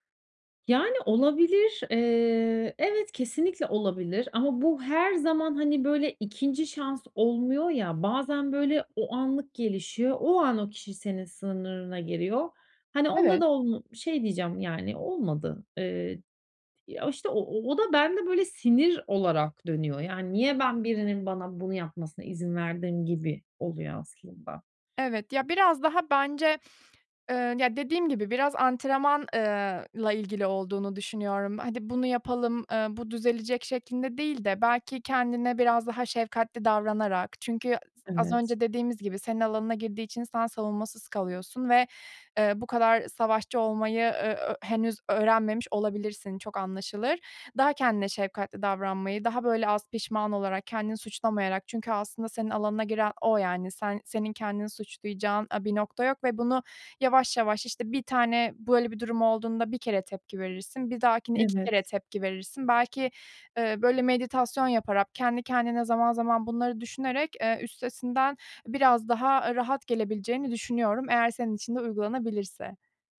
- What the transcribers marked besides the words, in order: none
- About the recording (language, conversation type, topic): Turkish, advice, Ailemde tekrar eden çatışmalarda duygusal tepki vermek yerine nasıl daha sakin kalıp çözüm odaklı davranabilirim?